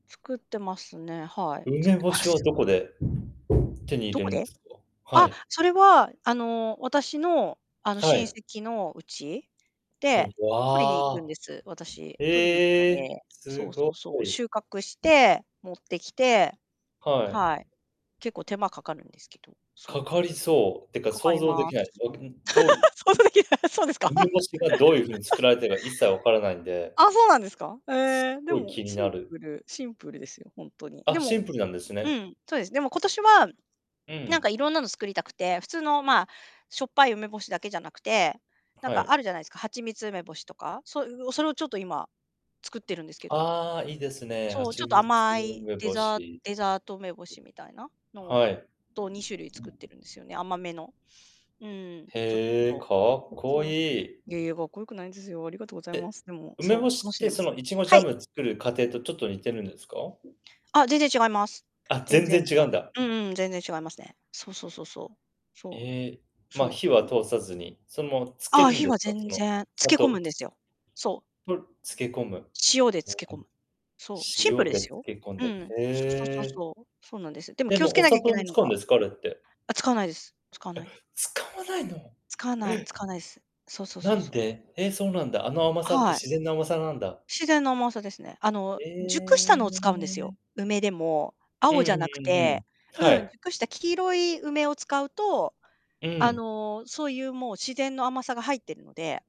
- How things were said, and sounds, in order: static; tapping; distorted speech; laughing while speaking: "想像できない、そうですか"; unintelligible speech; laugh; other background noise; unintelligible speech
- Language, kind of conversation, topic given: Japanese, unstructured, 休日はどのように過ごしますか？